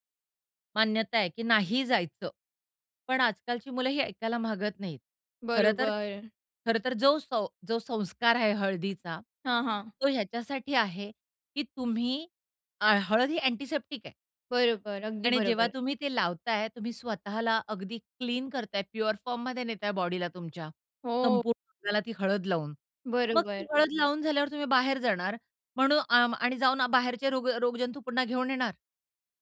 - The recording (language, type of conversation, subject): Marathi, podcast, त्यांची खाजगी मोकळीक आणि सार्वजनिक आयुष्य यांच्यात संतुलन कसं असावं?
- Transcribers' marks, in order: other noise; in English: "अँटिसेप्टिक"